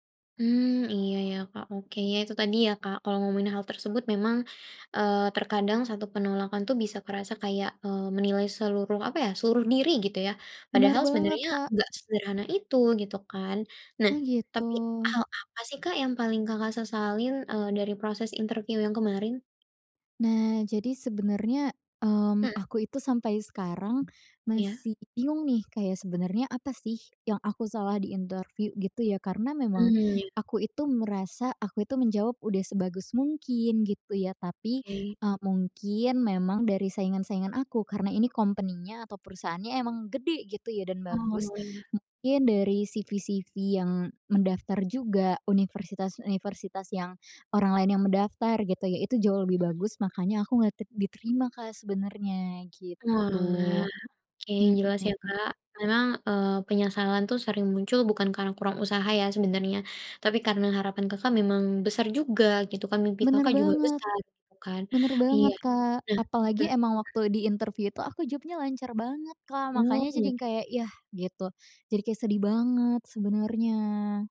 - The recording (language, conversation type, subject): Indonesian, advice, Bagaimana caranya menjadikan kegagalan sebagai pelajaran untuk maju?
- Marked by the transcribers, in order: other background noise; tapping; in English: "company-nya"; in English: "C-V"